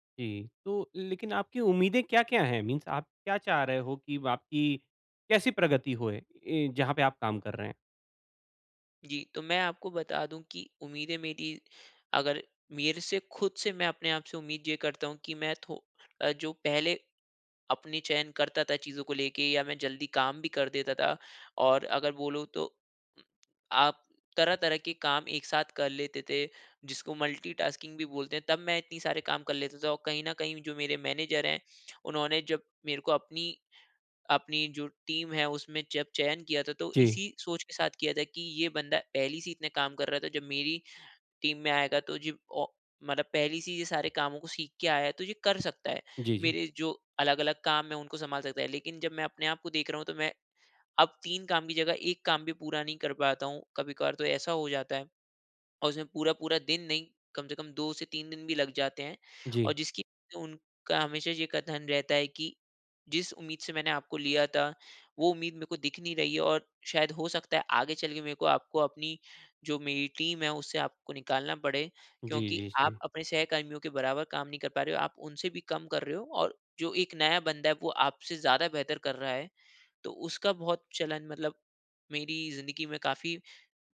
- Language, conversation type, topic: Hindi, advice, जब प्रगति धीमी हो या दिखाई न दे और निराशा हो, तो मैं क्या करूँ?
- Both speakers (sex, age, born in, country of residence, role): male, 25-29, India, India, user; male, 40-44, India, India, advisor
- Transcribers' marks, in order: in English: "मीन्स"; in English: "मल्टी टास्किंग"; in English: "मैनेजर"; in English: "टीम"; in English: "टीम"; in English: "टीम"